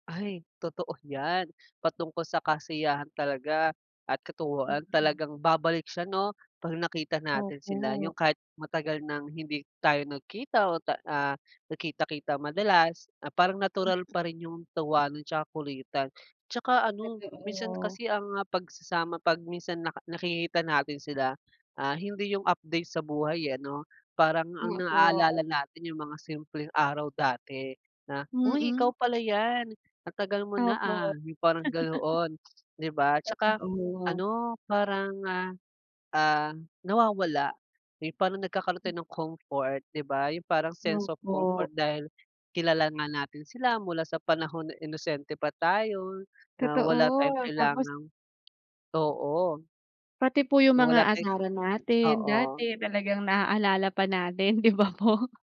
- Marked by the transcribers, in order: chuckle; other background noise; in English: "sense of comfort"; tapping
- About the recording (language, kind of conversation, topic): Filipino, unstructured, Ano ang nararamdaman mo kapag muli kayong nagkikita ng mga kaibigan mo noong kabataan mo?